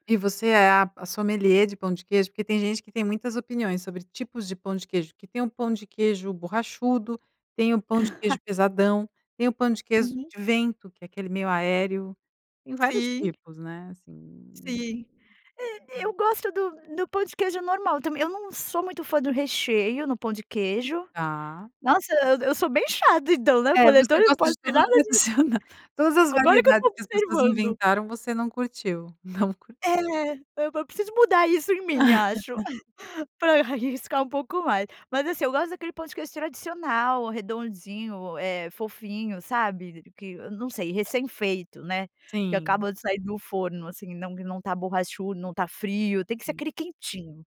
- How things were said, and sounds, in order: chuckle; other background noise; laugh
- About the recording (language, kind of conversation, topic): Portuguese, podcast, Tem alguma comida tradicional que traz memórias fortes pra você?